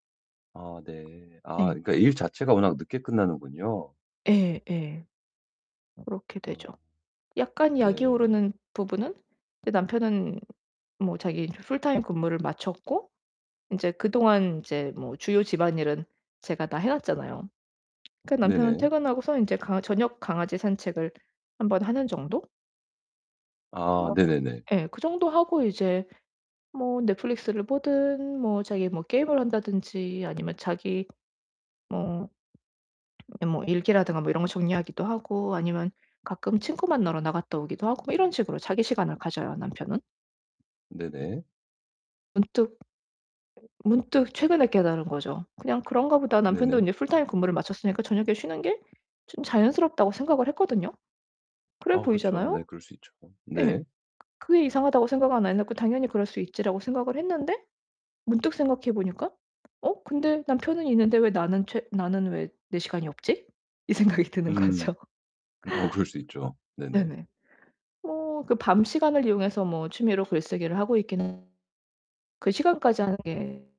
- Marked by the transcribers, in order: tapping; put-on voice: "풀타임"; in English: "풀타임"; other background noise; distorted speech; put-on voice: "풀타임"; in English: "풀타임"; laughing while speaking: "어"; laughing while speaking: "이 생각이 드는 거죠"; unintelligible speech
- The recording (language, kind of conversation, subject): Korean, advice, 저녁에 긴장을 풀고 잠들기 전에 어떤 루틴을 만들면 좋을까요?